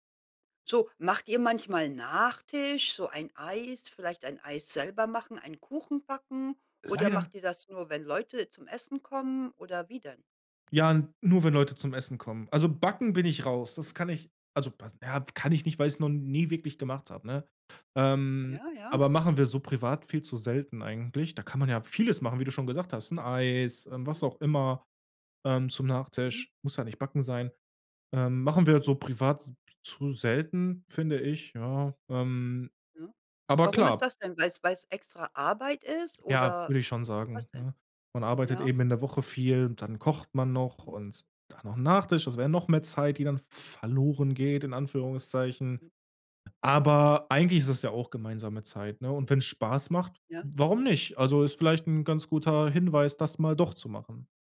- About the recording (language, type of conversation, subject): German, podcast, Welche Rituale hast du beim Kochen für die Familie?
- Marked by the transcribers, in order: sad: "ja"; other background noise; unintelligible speech